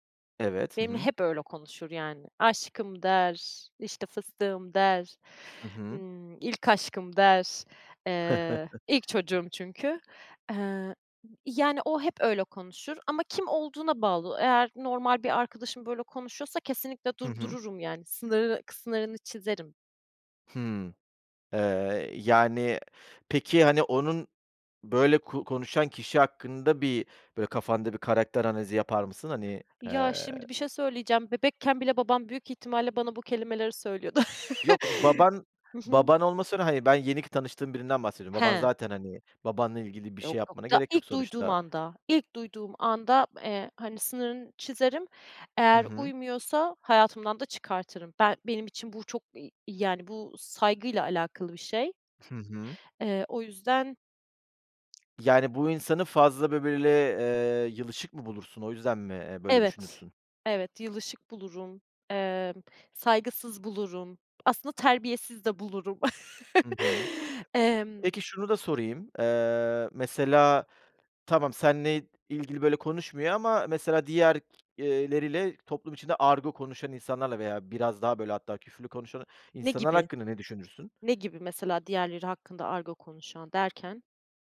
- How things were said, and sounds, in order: chuckle; other background noise; chuckle; tapping; chuckle; "diğerleriyle" said as "diğer k leriyle"
- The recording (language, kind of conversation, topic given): Turkish, podcast, Dil kimliğini nasıl şekillendiriyor?